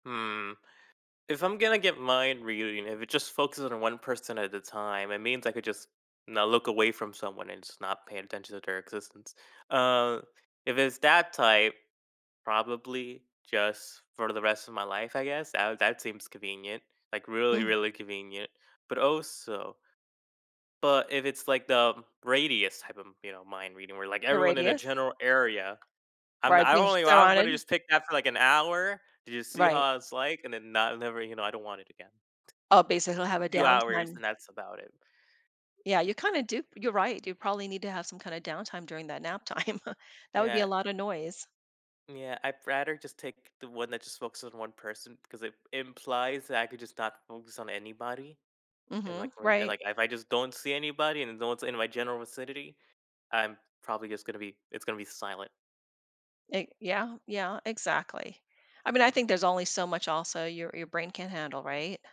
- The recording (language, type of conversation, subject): English, unstructured, How might having the ability to read minds affect your daily life and relationships?
- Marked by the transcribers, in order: tapping; chuckle; chuckle